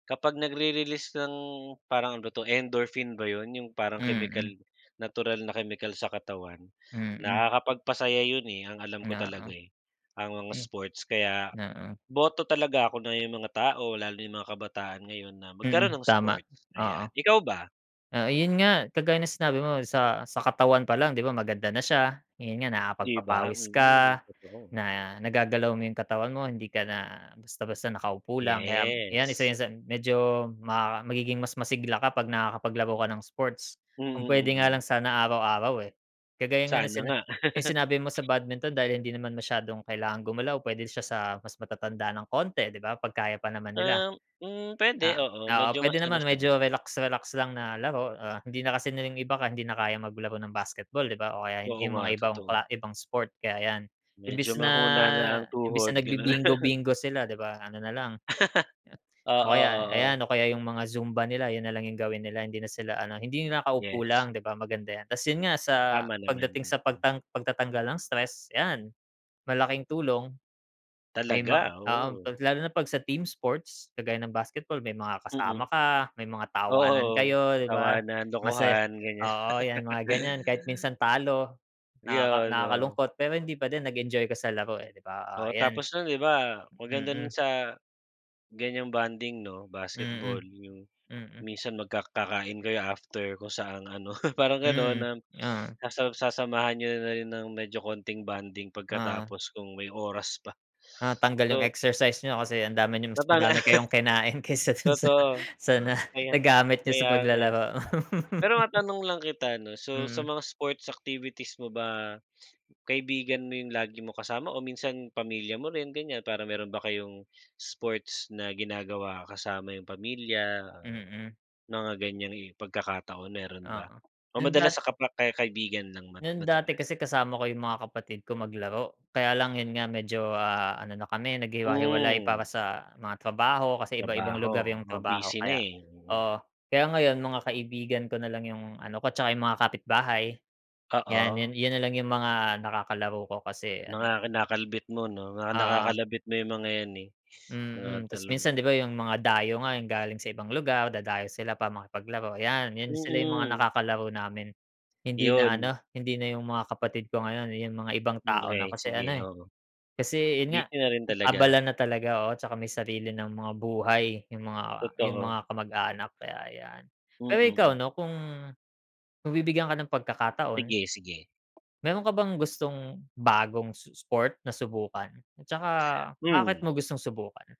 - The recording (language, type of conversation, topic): Filipino, unstructured, Anong isport ang pinaka-nakakatuwa para sa iyo?
- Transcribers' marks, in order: in English: "endorphin"; tapping; drawn out: "Yes"; "mahina" said as "mahuna"; chuckle; laugh; chuckle; laugh; laughing while speaking: "kaysa dun sa"; laugh